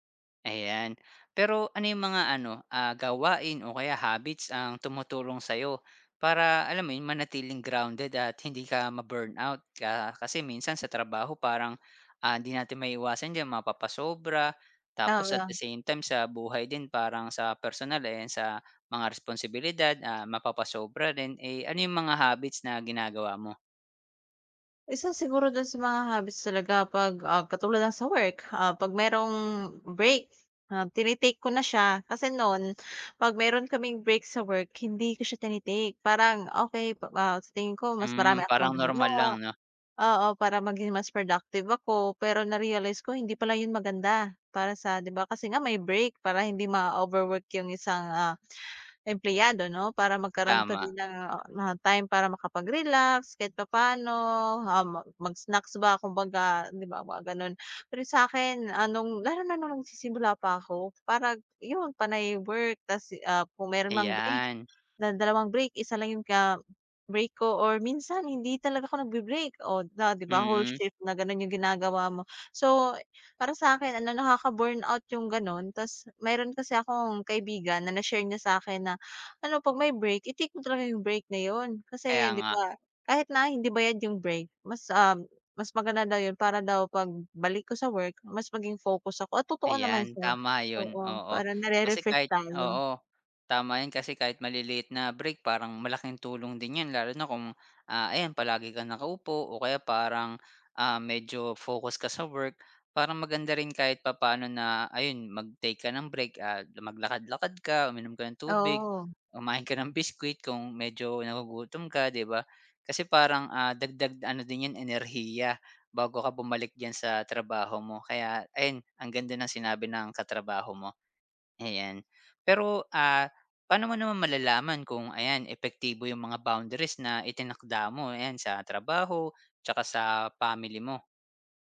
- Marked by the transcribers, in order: tapping; other background noise
- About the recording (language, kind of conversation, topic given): Filipino, podcast, Paano ka nagtatakda ng hangganan sa pagitan ng trabaho at personal na buhay?